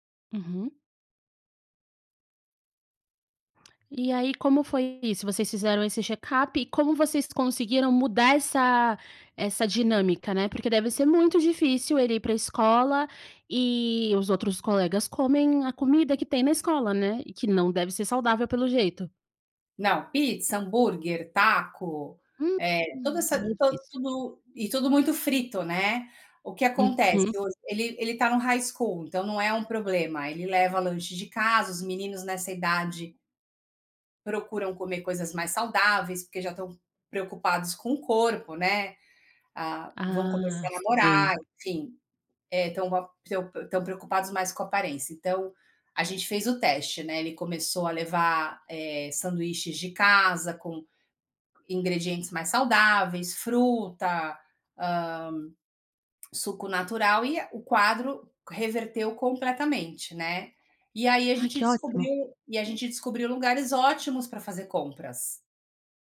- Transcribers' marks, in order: none
- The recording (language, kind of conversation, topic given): Portuguese, podcast, Como a comida do novo lugar ajudou você a se adaptar?